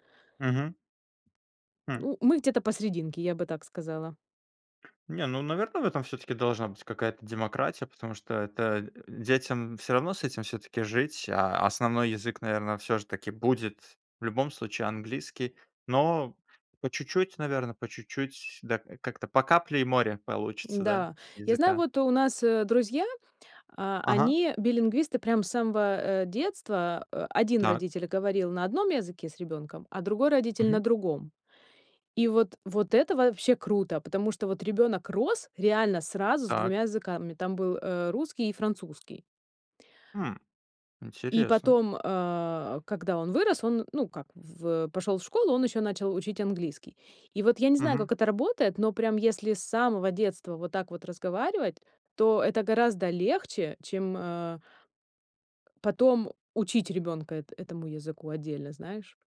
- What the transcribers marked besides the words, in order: tapping; other background noise
- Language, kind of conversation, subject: Russian, podcast, Как ты относишься к смешению языков в семье?